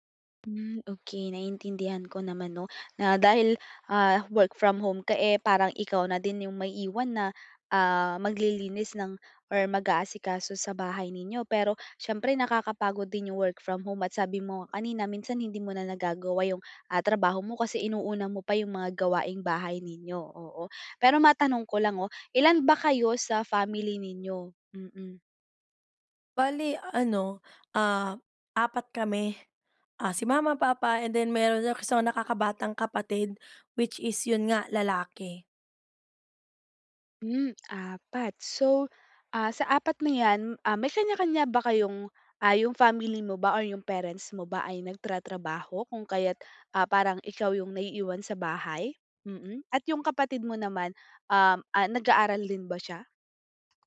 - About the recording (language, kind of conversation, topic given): Filipino, advice, Paano namin maayos at patas na maibabahagi ang mga responsibilidad sa aming pamilya?
- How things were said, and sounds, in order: other background noise; tapping; lip smack; "din" said as "lin"